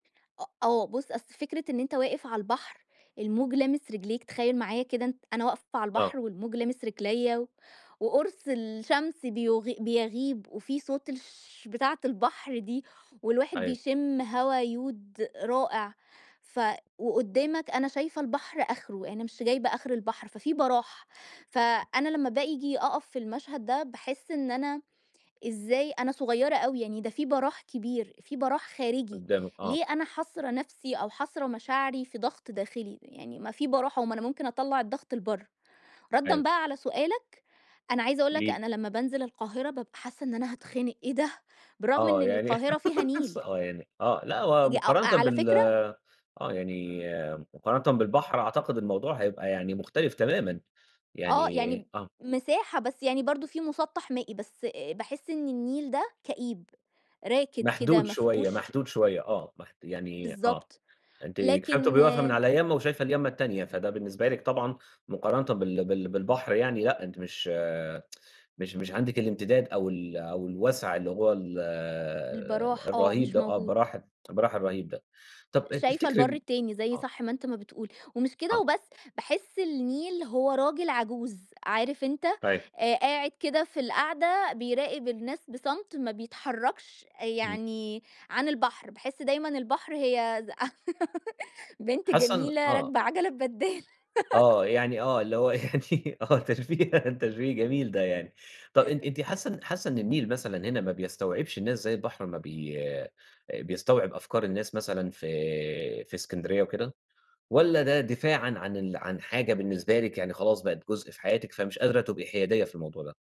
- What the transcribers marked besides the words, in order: tapping; laugh; tsk; giggle; laughing while speaking: "ببدال"; laugh; laughing while speaking: "آه اللي هُو يعني آه تشبيه"; laugh; chuckle; other background noise
- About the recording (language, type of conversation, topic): Arabic, podcast, إيه اللي البحر علّمهولك عن الحياة والعزيمة؟